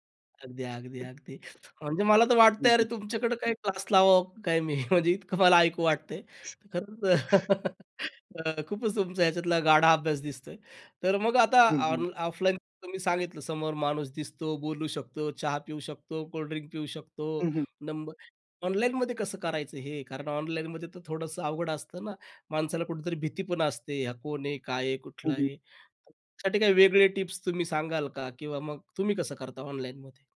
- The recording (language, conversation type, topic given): Marathi, podcast, नवीन लोकांशी संपर्क कसा साधायचा?
- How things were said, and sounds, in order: chuckle; tapping; laughing while speaking: "म्हणजे मला तर वाटतं आहे … मला ऐकू वाटतंय"; chuckle; laughing while speaking: "खूपच तुमचा याच्यातला गाढा अभ्यास दिसतो आहे"